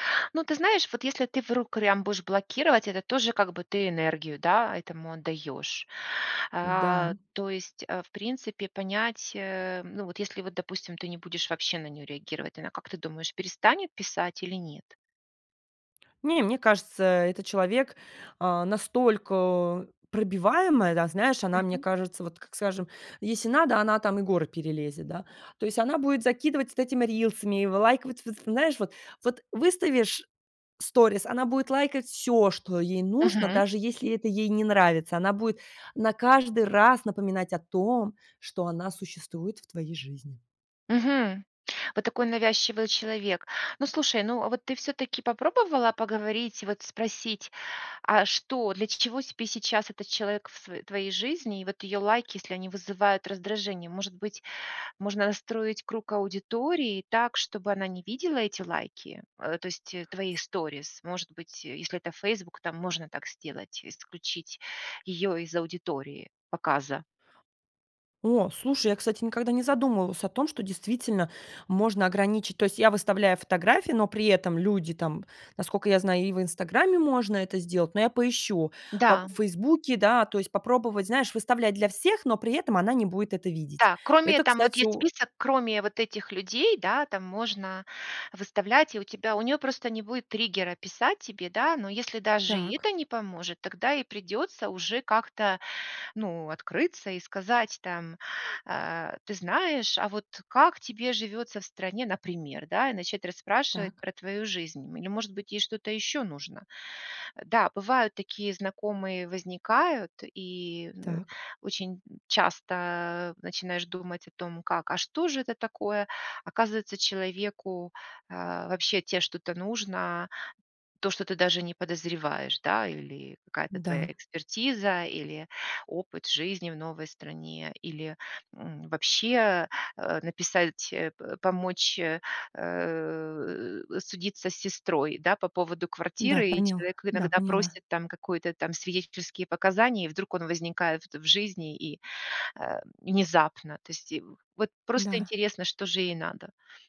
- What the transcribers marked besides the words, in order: unintelligible speech
- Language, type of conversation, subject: Russian, advice, Как реагировать, если бывший друг навязывает общение?